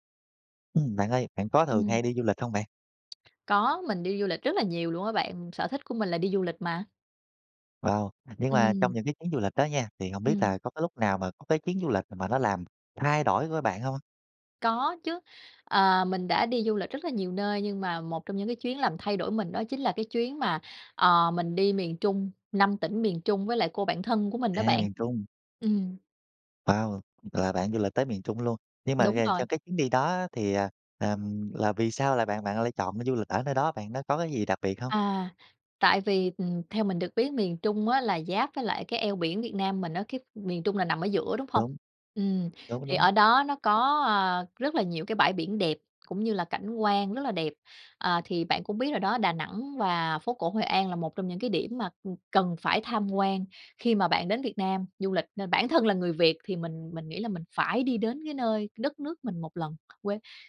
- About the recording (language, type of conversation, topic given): Vietnamese, podcast, Bạn có thể kể về một chuyến đi đã khiến bạn thay đổi rõ rệt nhất không?
- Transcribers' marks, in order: tapping; unintelligible speech; other background noise